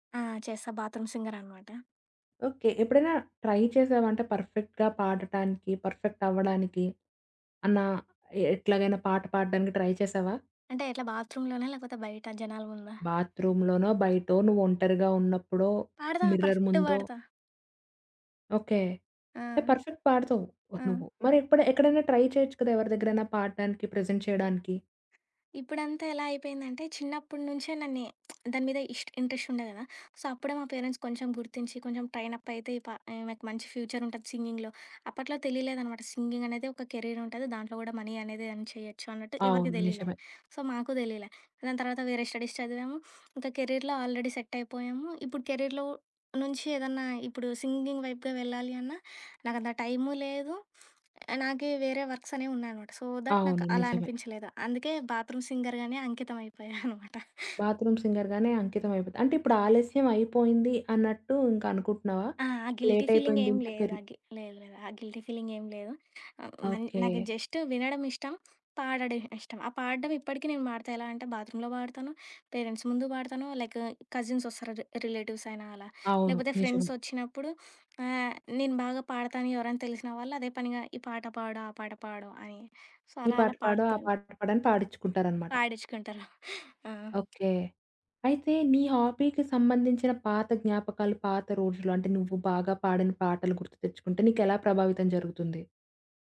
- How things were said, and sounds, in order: in English: "బాత్రూమ్"; in English: "ట్రై"; in English: "పర్ఫెక్ట్‌గా"; in English: "పర్ఫెక్ట్"; in English: "ట్రై"; in English: "బాత్‌రూమ్"; in English: "బాత్‌రూమ్"; in English: "మిర్రర్"; in English: "పర్ఫెక్ట్‌గా"; in English: "పర్ఫెక్ట్"; in English: "ట్రై"; in English: "ప్రెజెంట్"; other background noise; lip smack; in English: "సో"; in English: "పేరెంట్స్"; in English: "ట్రైన్ అప్"; in English: "సింగింగ్‌లో"; in English: "మనీ"; in English: "ఎర్న్"; in English: "సో"; in English: "స్టడీస్"; in English: "కెరీర్‌లో ఆల్రెడీ"; in English: "కెరీర్‌లో"; in English: "సింగింగ్"; in English: "సో, థట్"; in English: "బాత్‌రూమ్ సింగర్‌గానే"; laughing while speaking: "అయిపోయాననమాట"; in English: "బాత్‌రూమ్ సింగర్"; in English: "గిల్టీ"; in English: "గిల్టీ"; in English: "బాత్‌రూమ్‌లో"; in English: "పేరెంట్స్"; in English: "రి రిలేటివ్స్"; in English: "సో"; giggle; tapping; in English: "హాబీ‌కి"
- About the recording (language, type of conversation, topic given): Telugu, podcast, పాత హాబీతో మళ్లీ మమేకమయ్యేటప్పుడు సాధారణంగా ఎదురయ్యే సవాళ్లు ఏమిటి?